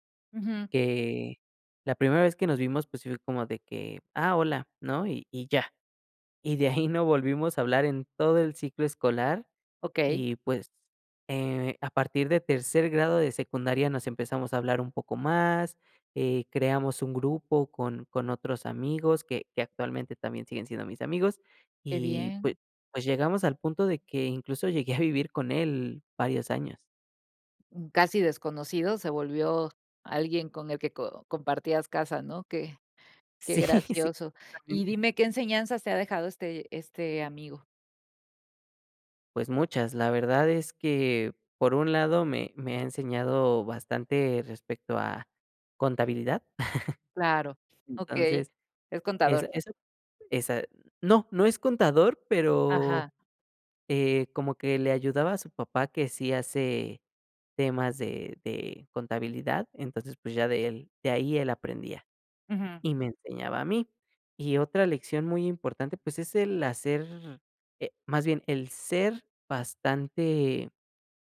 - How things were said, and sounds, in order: laughing while speaking: "de ahí"; laughing while speaking: "Sí, sí"; chuckle; other background noise
- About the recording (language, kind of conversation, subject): Spanish, podcast, ¿Qué pequeño gesto tuvo consecuencias enormes en tu vida?